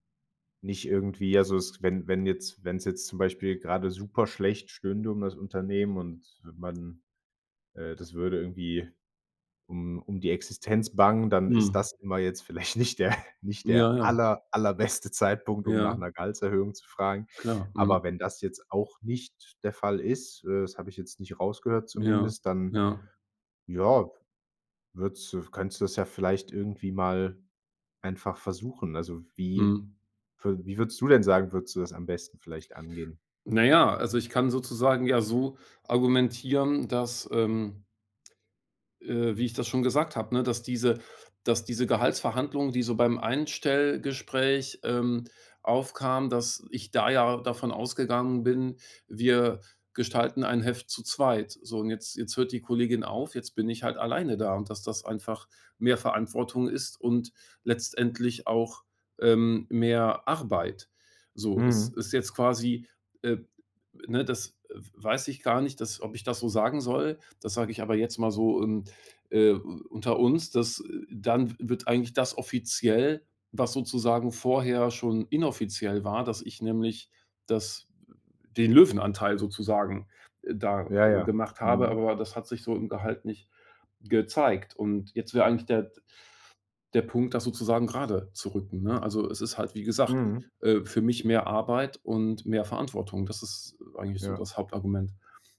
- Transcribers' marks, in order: laughing while speaking: "vielleicht nicht der"; laughing while speaking: "allerbeste"
- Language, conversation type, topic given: German, advice, Wie kann ich mit meinem Chef ein schwieriges Gespräch über mehr Verantwortung oder ein höheres Gehalt führen?